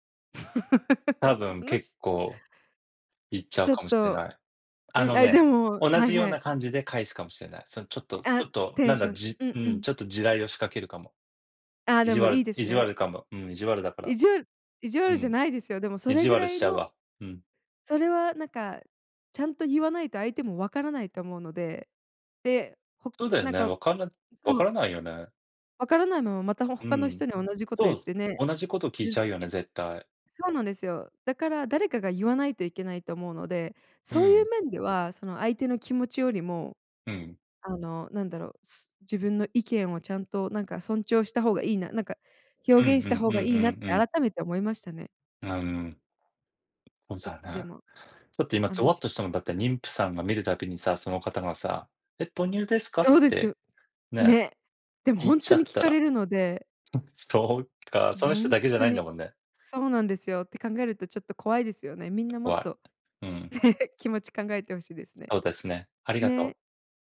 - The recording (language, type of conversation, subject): Japanese, unstructured, 他人の気持ちを考えることは、なぜ大切なのですか？
- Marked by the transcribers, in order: laugh; unintelligible speech; tapping; unintelligible speech; put-on voice: "え、母乳ですか？"